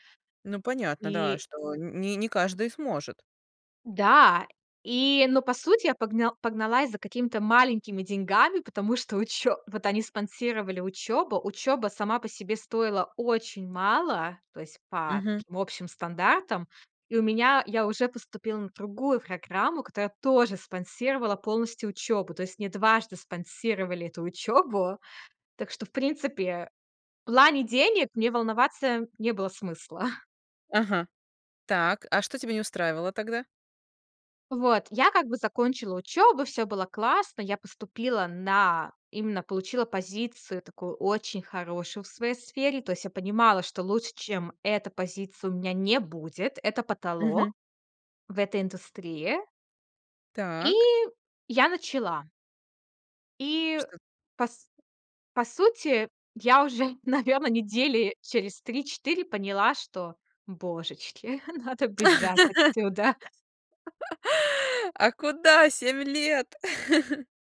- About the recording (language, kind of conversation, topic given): Russian, podcast, Чему научила тебя первая серьёзная ошибка?
- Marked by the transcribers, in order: tapping; laughing while speaking: "смысла"; laughing while speaking: "уже"; laughing while speaking: "божечки, надо бежать отсюда"; laugh; chuckle